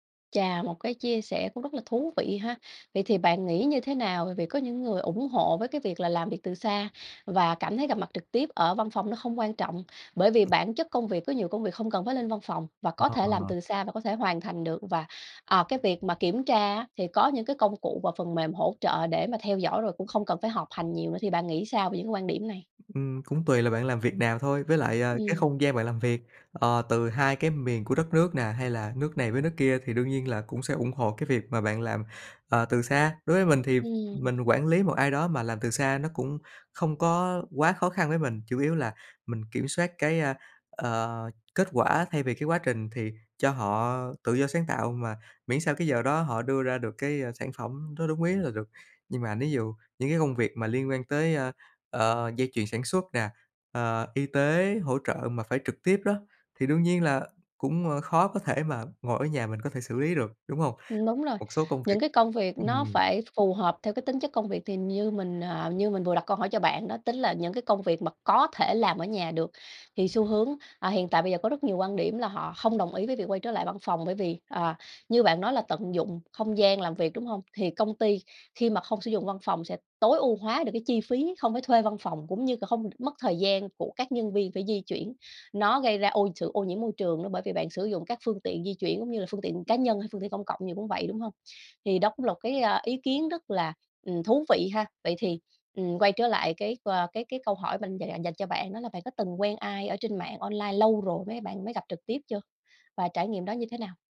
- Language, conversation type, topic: Vietnamese, podcast, Theo bạn, việc gặp mặt trực tiếp còn quan trọng đến mức nào trong thời đại mạng?
- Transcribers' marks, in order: tapping; "ví" said as "ní"; other background noise